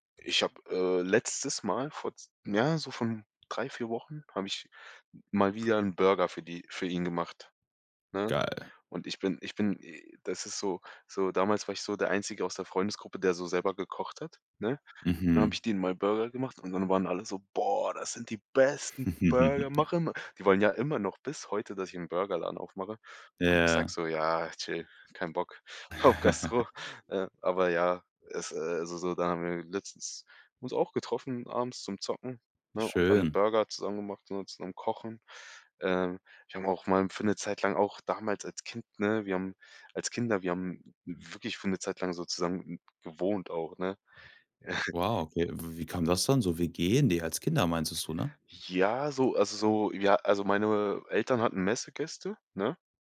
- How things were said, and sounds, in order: chuckle; chuckle; chuckle
- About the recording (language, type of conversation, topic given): German, podcast, Welche Freundschaft ist mit den Jahren stärker geworden?